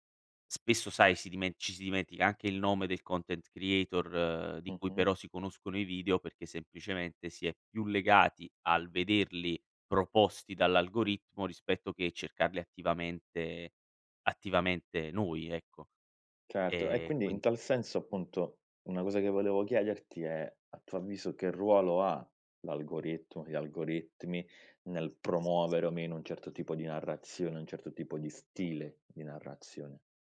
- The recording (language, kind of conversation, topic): Italian, podcast, In che modo i social media trasformano le narrazioni?
- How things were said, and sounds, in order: other background noise